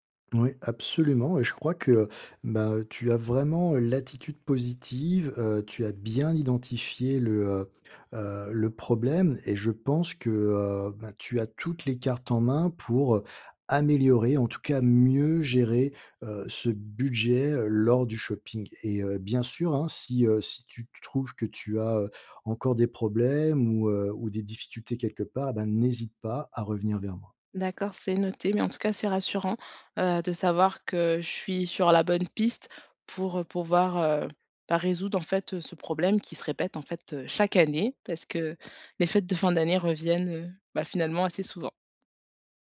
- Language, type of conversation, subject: French, advice, Comment faire des achats intelligents avec un budget limité ?
- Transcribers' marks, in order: none